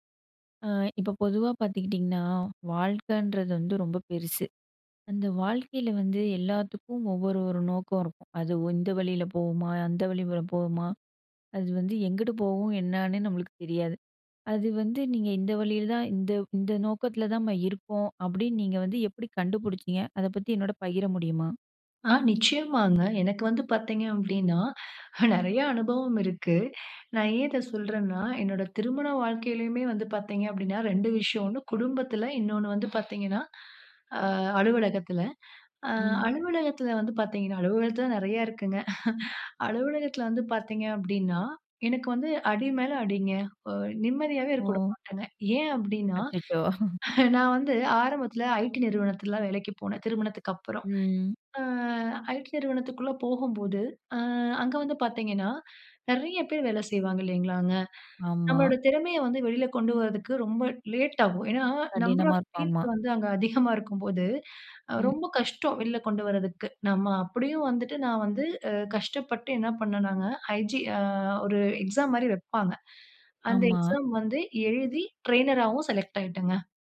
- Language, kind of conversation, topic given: Tamil, podcast, நீங்கள் வாழ்க்கையின் நோக்கத்தை எப்படிக் கண்டுபிடித்தீர்கள்?
- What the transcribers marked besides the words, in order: anticipating: "அத பத்தி என்னோட பகிர முடியுமா?"; chuckle; inhale; inhale; breath; chuckle; inhale; laughing while speaking: "அச்சச்சோ!"; inhale; breath; breath; in English: "நம்பர் ஆஃப் பீப்பிள்"; inhale; in English: "ட்ரெய்னரா"; in English: "செலெக்ட்"